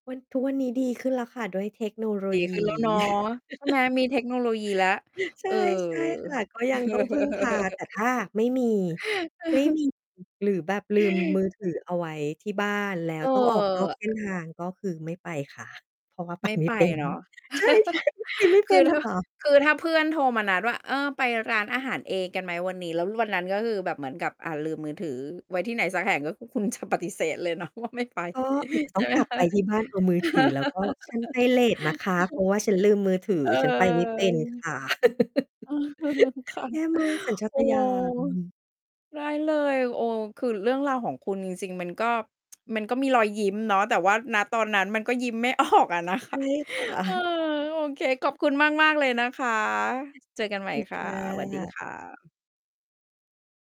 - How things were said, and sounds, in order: laugh; distorted speech; chuckle; mechanical hum; laugh; laughing while speaking: "ใช่ ๆ"; laughing while speaking: "เลยเนาะว่า ไม่ไปใช่ไหมคะ ?"; chuckle; laughing while speaking: "เออ"; laugh; tsk; laughing while speaking: "ออกอะนะคะ"; laughing while speaking: "ค่ะ"; unintelligible speech
- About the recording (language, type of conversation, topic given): Thai, podcast, คุณเคยตัดสินใจผิดพลาดเพราะเชื่อสัญชาตญาณของตัวเองไหม?